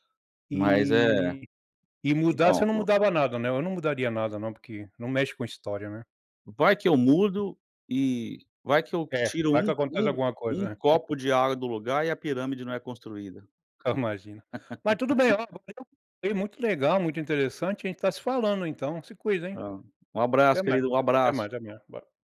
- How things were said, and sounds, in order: chuckle; unintelligible speech; laugh; unintelligible speech
- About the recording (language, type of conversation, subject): Portuguese, unstructured, Se você pudesse viajar no tempo, para que época iria?